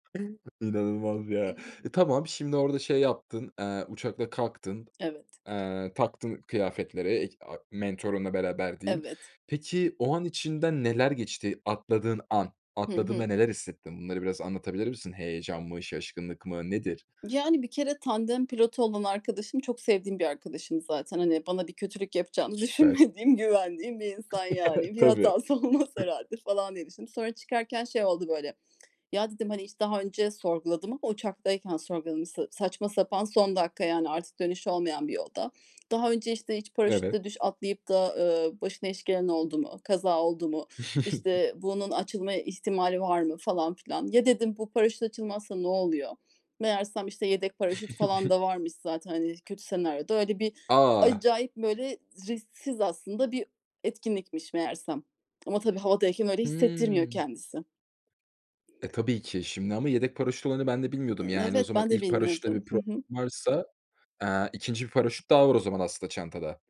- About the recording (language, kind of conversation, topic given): Turkish, podcast, Şans eseri doğru yerde doğru zamanda bulunduğun bir anı bizimle paylaşır mısın?
- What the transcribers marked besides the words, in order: unintelligible speech; other background noise; chuckle; lip smack; tapping; tongue click